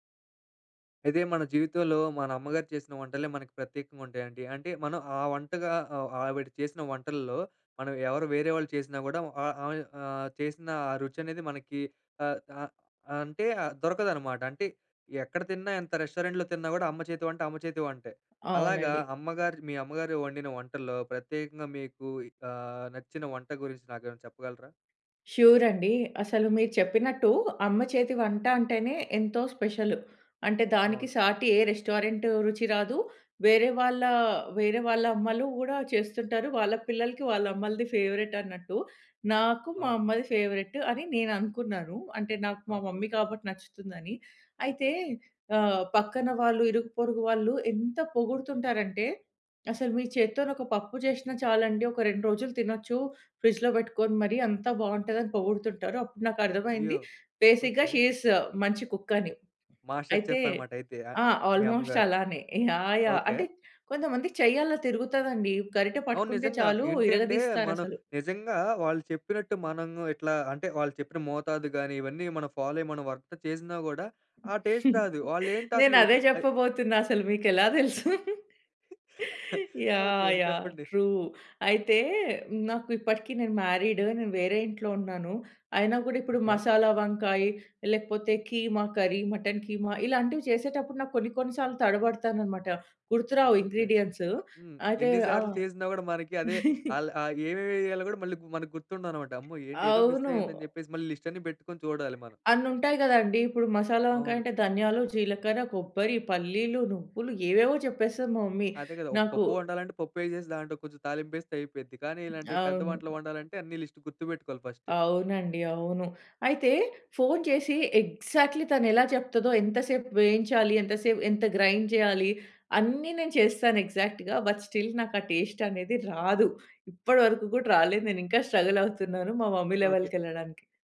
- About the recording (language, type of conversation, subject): Telugu, podcast, అమ్మ వండే వంటల్లో మీకు ప్రత్యేకంగా గుర్తుండే విషయం ఏమిటి?
- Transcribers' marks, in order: in English: "రెస్టారెంట్‌లో"; in English: "ష్యూర్"; in English: "స్పెషల్"; in English: "రెస్టారెంట్"; in English: "ఫేవరెట్"; in English: "ఫేవరెట్"; in English: "మమ్మీ"; in English: "ఫ్రిడ్జ్‌లో"; in English: "బేసిక్‌గా షి ఇజ్"; in English: "మాస్టర్ చెఫ్"; in English: "కుక్"; swallow; in English: "ఆల్మోస్ట్"; in English: "వర్క్"; chuckle; in English: "టేస్ట్"; giggle; in English: "ట్రూ"; chuckle; in English: "మ్యారీడ్"; in English: "ఇంగ్రీడియెంట్స్"; giggle; in English: "మిస్"; tapping; in English: "లిస్ట్"; other background noise; in English: "మమ్మీ"; in English: "లిస్ట్"; in English: "ఎగ్జాక్ట్లీ"; in English: "గ్రైండ్"; in English: "ఎగ్జాక్ట్‌గా బట్ స్టిల్"; in English: "టేస్ట్"; in English: "స్ట్రగుల్"; in English: "మమ్మీ లెవెల్‌కి"